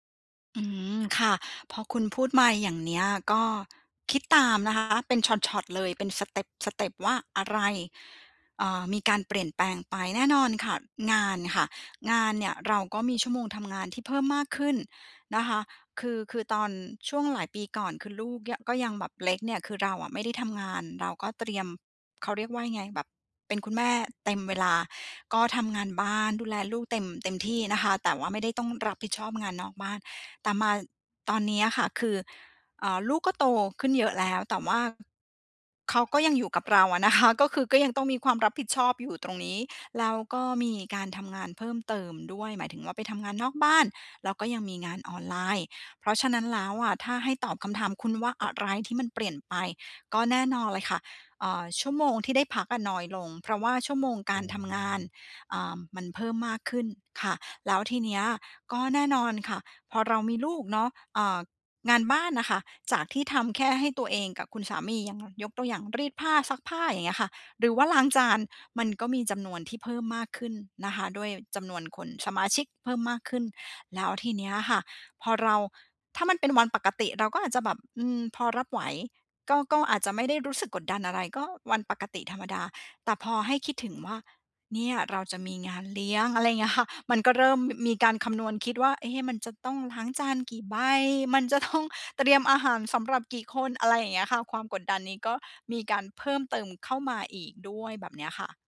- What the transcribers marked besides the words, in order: laughing while speaking: "คะ"; laughing while speaking: "ต้อง"
- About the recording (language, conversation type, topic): Thai, advice, ฉันควรทำอย่างไรเมื่อวันหยุดทำให้ฉันรู้สึกเหนื่อยและกดดัน?